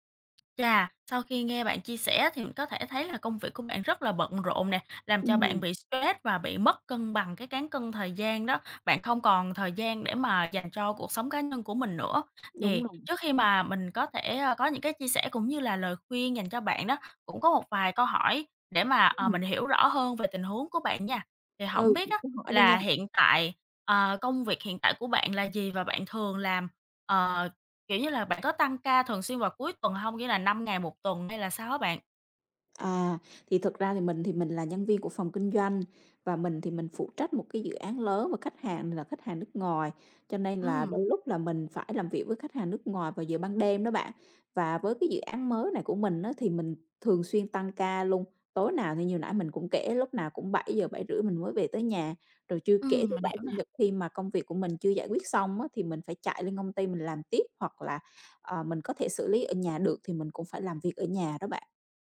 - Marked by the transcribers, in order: tapping; other background noise
- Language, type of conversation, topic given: Vietnamese, advice, Bạn cảm thấy thế nào khi công việc quá tải khiến bạn lo sợ bị kiệt sức?